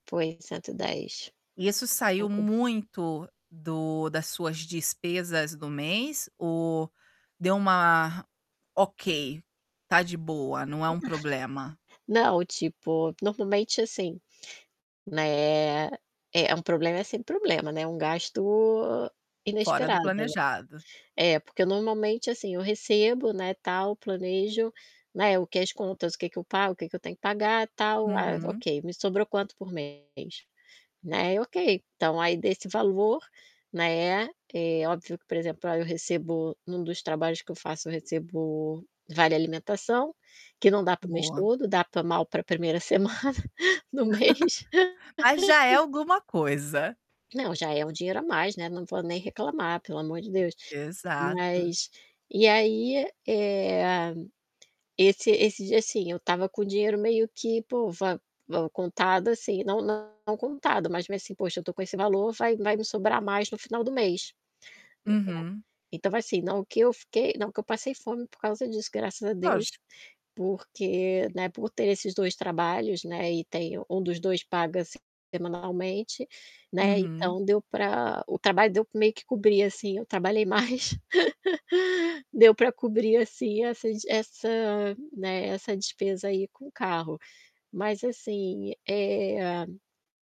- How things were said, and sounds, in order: other background noise; static; distorted speech; laughing while speaking: "mal pra primeira semana do mês"; chuckle; laugh; unintelligible speech; tapping; laugh
- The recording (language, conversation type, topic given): Portuguese, advice, Como você lidou com uma despesa inesperada que desequilibrou o seu orçamento?